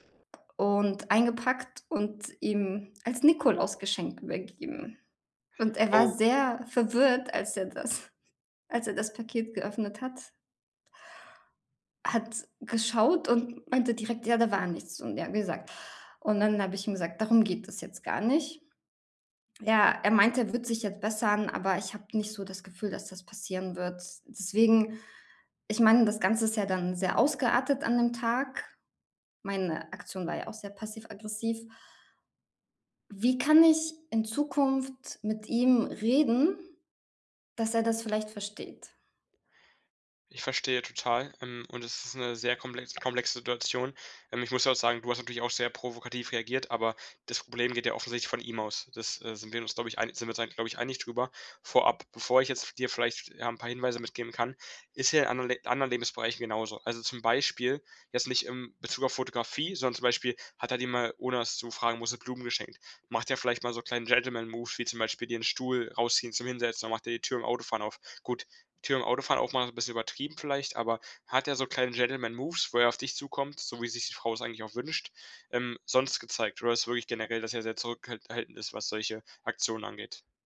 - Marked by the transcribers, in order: chuckle; in English: "Gentleman-Move"; in English: "Gentleman-Moves"
- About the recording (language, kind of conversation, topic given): German, advice, Wie können wir wiederkehrende Streits über Kleinigkeiten endlich lösen?